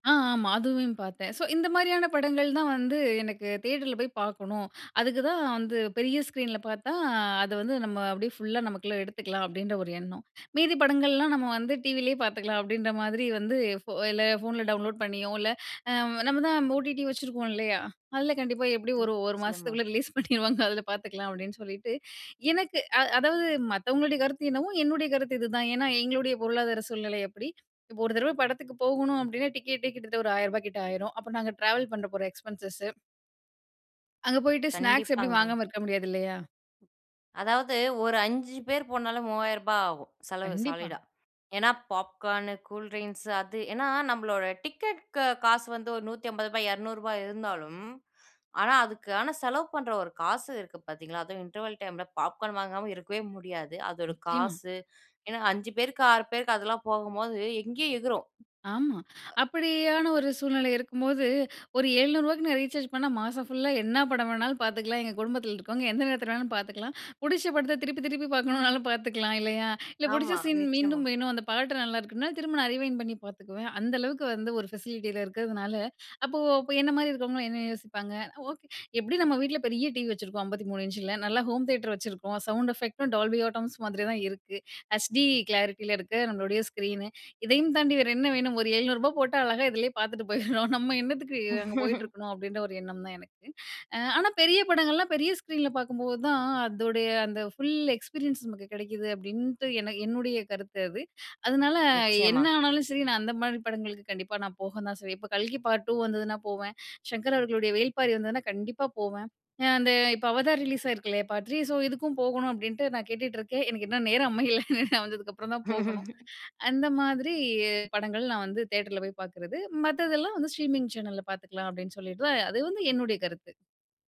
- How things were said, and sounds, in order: laughing while speaking: "ரிலீஸ் பண்ணிருவாங்க. அதில பார்த்துக்கலாம்"; in English: "எக்ஸ்பென்சஸ்ஸூ"; other background noise; in English: "சாலிடா"; inhale; drawn out: "அப்படியான"; inhale; laughing while speaking: "மாசம் ஃபுல்லா என்ன படம் வேணாலும் … பாக்கணும்னாலும் பாத்துக்கலாம். இல்லையா?"; in English: "ரீவைன்டு"; in English: "ஃபெசிலிட்டி"; in English: "ஹோம் தியேட்டர்"; in English: "சவுண்ட் எஃபெக்ட்டும் டால்பி ஆட்டம்ஸ்"; in English: "ஹச்டி கிளாரிட்டில"; laughing while speaking: "பாத்துட்டு போயிறோம்"; laugh; surprised: "அ, ஆனா பெரிய படங்கள்லாம் பெரிய ஸ்க்ரீன்ல"; in English: "ஃபுல் எக்ஸ்பீரியன்ஸ்"; inhale; trusting: "கண்டிப்பா போவேன்"; laughing while speaking: "எனக்கு இன்னும் நேரம் அமையல. வந்ததுக்கப்பறம் தான் போகணும்"; laugh; drawn out: "மாதிரி"; in English: "ஸ்ட்ரீமிங் சேனல்ல"
- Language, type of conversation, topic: Tamil, podcast, ஸ்ட்ரீமிங் சேனல்கள் வாழ்க்கையை எப்படி மாற்றின என்று நினைக்கிறாய்?